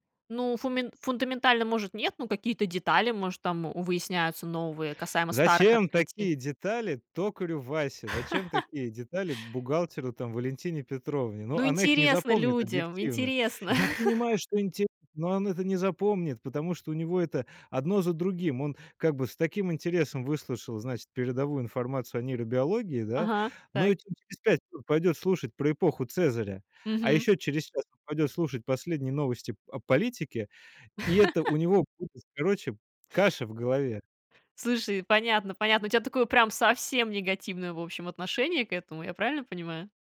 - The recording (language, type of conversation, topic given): Russian, podcast, Почему подкасты стали такими массовыми и популярными?
- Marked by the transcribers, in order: chuckle; chuckle; chuckle; other background noise; tapping